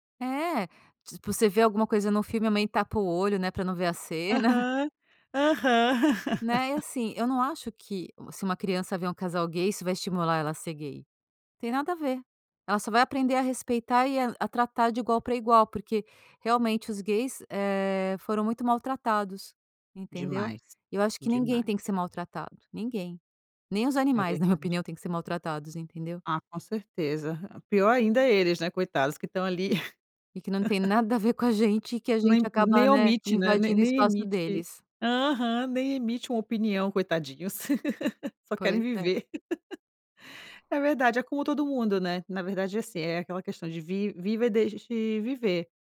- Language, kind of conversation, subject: Portuguese, podcast, Como a representatividade na mídia impacta a sociedade?
- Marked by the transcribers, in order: laugh; laugh; laugh